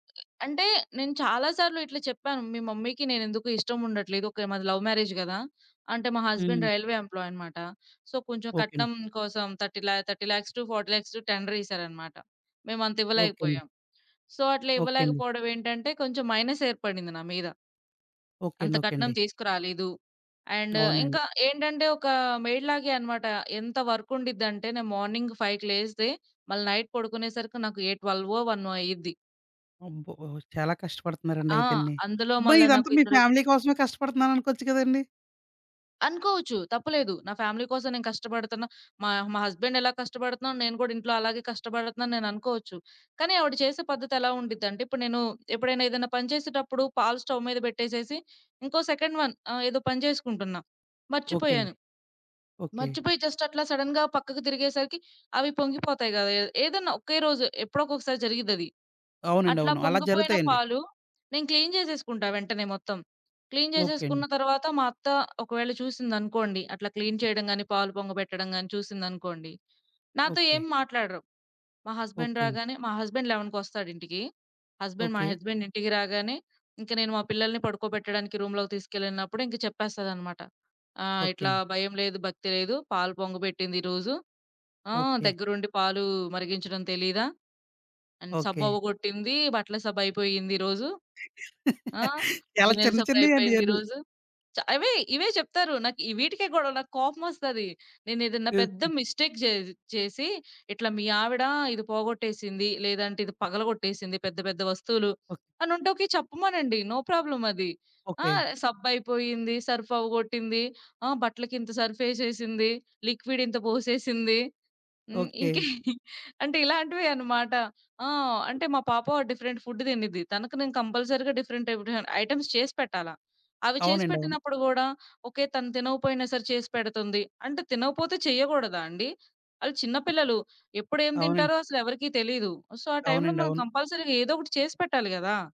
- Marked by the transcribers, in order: in English: "మమ్మీకి"; in English: "లవ్ మ్యారేజ్"; in English: "హస్బెండ్ రైల్వే"; in English: "సో"; in English: "థర్టీ ల్యా థర్టీ ల్యాక్స్ టు ఫార్టీ లక్స్"; in English: "సో"; in English: "మైనస్"; in English: "అండ్"; in English: "మెయిడ్"; in English: "మార్నింగ్ ఫైవ్‌కి"; in English: "నైట్"; other background noise; in English: "ఫ్యామిలీ"; in English: "ఫ్యామిలీ"; in English: "హస్బెండ్"; in English: "స్టవ్"; in English: "సెకండ్ వన్"; in English: "జస్ట్"; in English: "సడెన్‌గా"; in English: "క్లీన్"; in English: "క్లీన్"; in English: "క్లీన్"; in English: "హస్బెండ్"; in English: "హస్బెండ్"; in English: "హస్బెండ్"; in English: "హస్బెండ్"; laughing while speaking: "చాలా చిన్న చిన్నయండి ఇయన్నీ"; in English: "అండ్"; unintelligible speech; in English: "మిస్టేక్"; in English: "నో ప్రాబ్లమ్"; in English: "లిక్విడ్"; laughing while speaking: "ఇంకేం అంటే ఇలాంటి‌వేన్నమాట"; in English: "డిఫరెంట్ ఫుడ్"; in English: "కంపల్సరీగా డిఫరెంట్"; in English: "సో"; in English: "కంపల్సరీగా"
- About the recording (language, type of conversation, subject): Telugu, podcast, ఒక చిన్న నిర్ణయం మీ జీవితాన్ని ఎలా మార్చిందో వివరించగలరా?